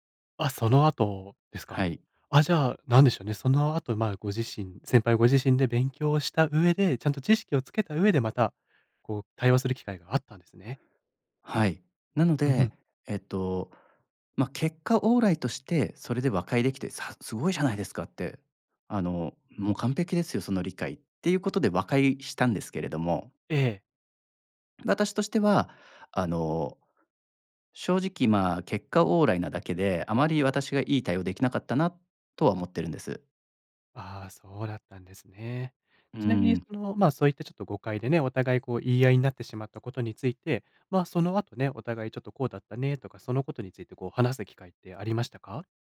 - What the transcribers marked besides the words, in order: other noise
- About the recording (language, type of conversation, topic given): Japanese, advice, 誤解で相手に怒られたとき、どう説明して和解すればよいですか？